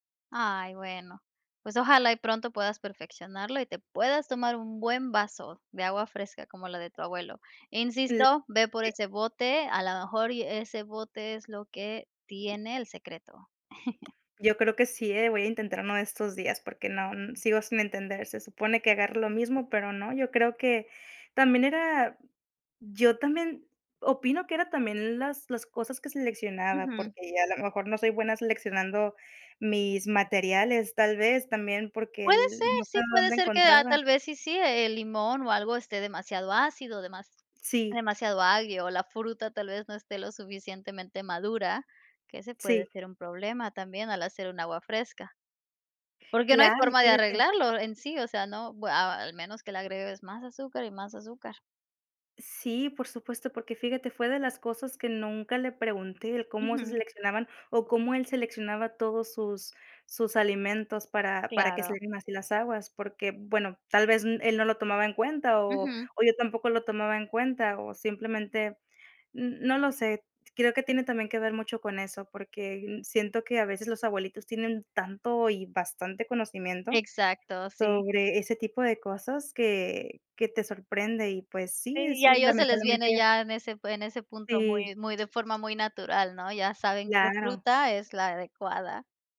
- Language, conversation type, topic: Spanish, podcast, ¿Tienes algún plato que aprendiste de tus abuelos?
- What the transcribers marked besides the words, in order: tapping; chuckle